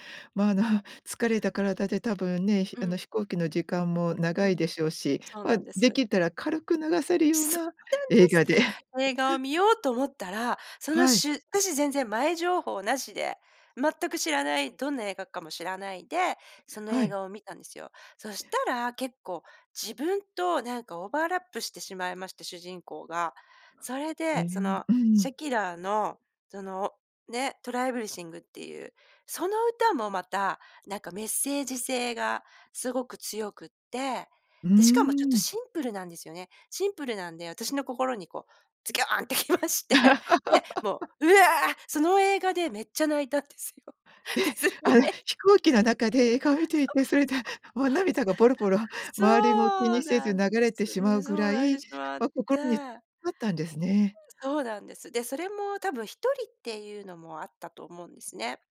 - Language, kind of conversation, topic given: Japanese, podcast, 映画のサウンドトラックで心に残る曲はどれですか？
- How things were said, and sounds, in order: laugh; other noise; laughing while speaking: "きまして"; laugh; joyful: "うわ"; laughing while speaking: "泣いたんですよ。ディズニーえい"; surprised: "え、あら"; laugh; laughing while speaking: "そう、そう、そ"; other background noise